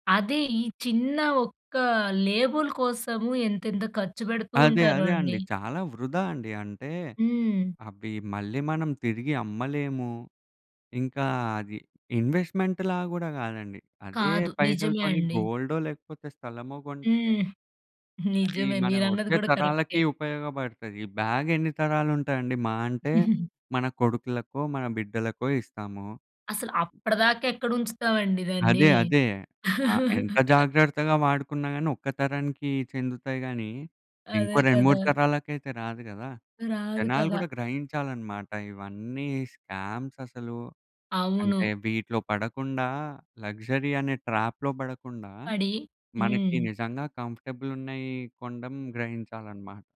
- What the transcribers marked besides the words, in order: in English: "లేబుల్"; other background noise; in English: "ఇన్వెస్ట్‌మెంట్‌లా"; chuckle; giggle; chuckle; in English: "లగ్జరీ"; in English: "ట్రాప్‌లో"
- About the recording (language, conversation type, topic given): Telugu, podcast, ట్రెండ్‌లు ఉన్నప్పటికీ మీరు మీ సొంత శైలిని ఎలా నిలబెట్టుకుంటారు?